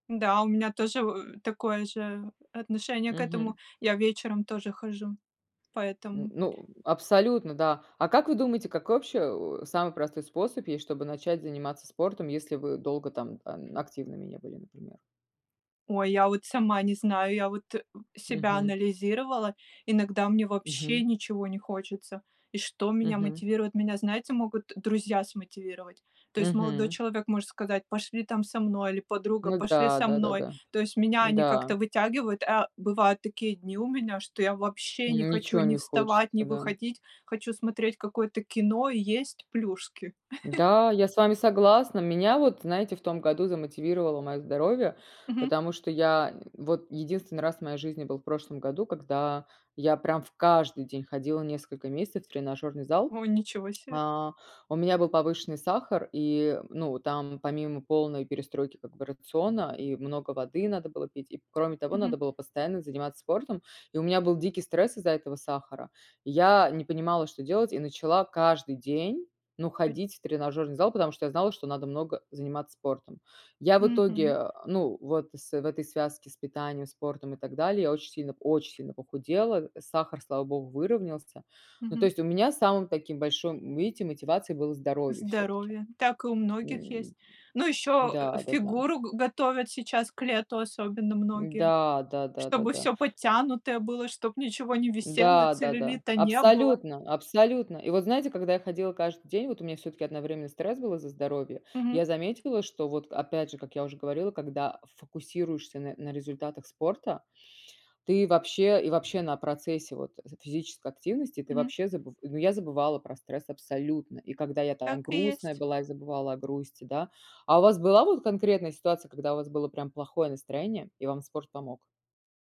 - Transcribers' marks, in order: grunt; other background noise; tapping; grunt; background speech; chuckle; stressed: "абсолютно"
- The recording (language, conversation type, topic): Russian, unstructured, Как спорт влияет на наше настроение и общее самочувствие?